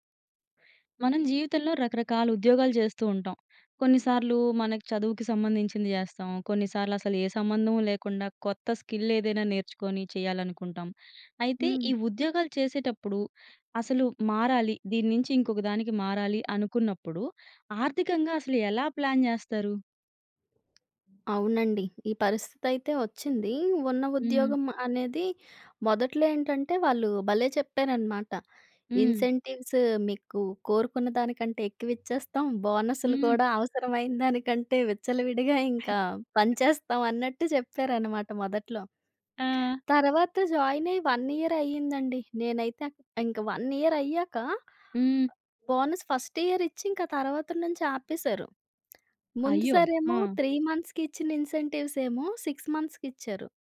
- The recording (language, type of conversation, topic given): Telugu, podcast, ఉద్యోగ మార్పు కోసం ఆర్థికంగా ఎలా ప్లాన్ చేసావు?
- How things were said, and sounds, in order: in English: "స్కిల్"; in English: "ప్లాన్"; tapping; in English: "ఇన్సెంటివ్స్"; other noise; in English: "జాయిన్"; in English: "వన్ ఇయరే"; in English: "వన్ ఇయర్"; in English: "బోనస్ ఫస్ట్ ఇయర్"; other background noise; in English: "త్రీ మంత్స్‌కి"; in English: "ఇన్సెంటివ్స్"; in English: "సిక్స్ మంత్స్‌కి"